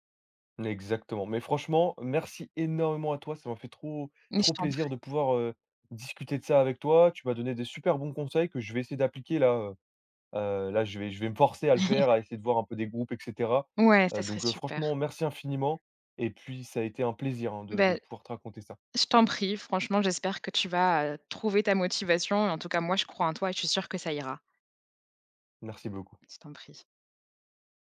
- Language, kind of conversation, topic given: French, advice, Pourquoi est-ce que j’abandonne une nouvelle routine d’exercice au bout de quelques jours ?
- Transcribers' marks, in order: stressed: "énormément"; chuckle